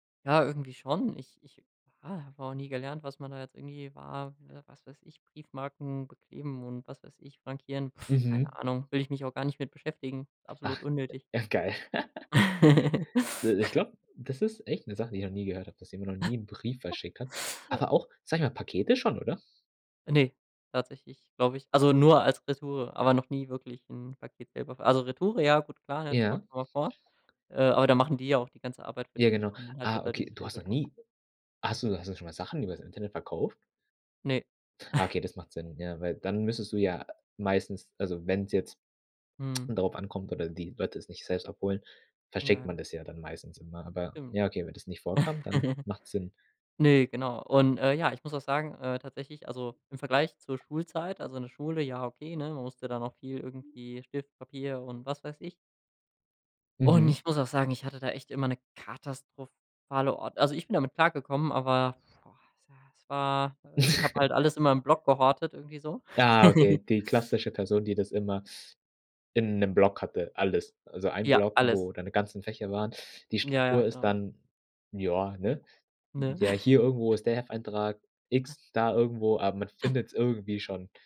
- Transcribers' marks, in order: exhale; chuckle; laugh; snort; chuckle; other background noise; chuckle; giggle; chuckle; giggle; chuckle
- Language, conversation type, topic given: German, podcast, Sag mal, wie beeinflusst Technik deinen Alltag heute am meisten?